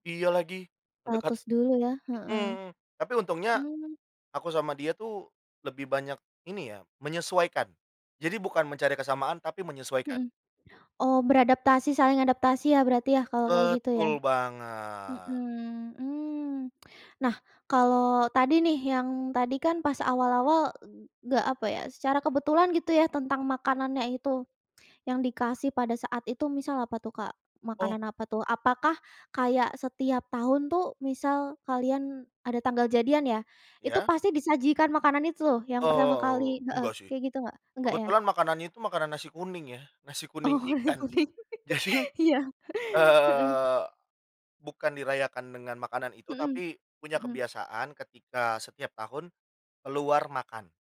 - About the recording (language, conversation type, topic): Indonesian, podcast, Pernahkah kamu mengalami kebetulan yang memengaruhi hubungan atau kisah cintamu?
- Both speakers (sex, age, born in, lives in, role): female, 20-24, Indonesia, Indonesia, host; male, 30-34, Indonesia, Indonesia, guest
- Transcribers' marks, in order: laughing while speaking: "Oh, iya"; unintelligible speech; laugh; laughing while speaking: "Jadi, eee"